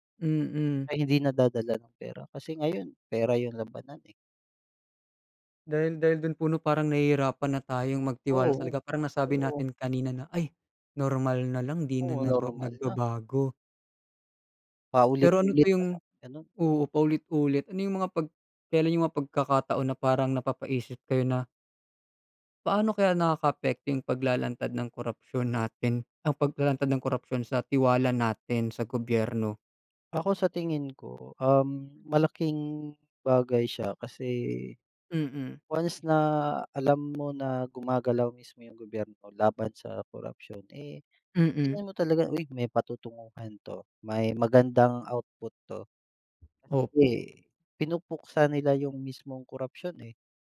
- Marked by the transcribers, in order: none
- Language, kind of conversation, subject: Filipino, unstructured, Paano mo nararamdaman ang mga nabubunyag na kaso ng katiwalian sa balita?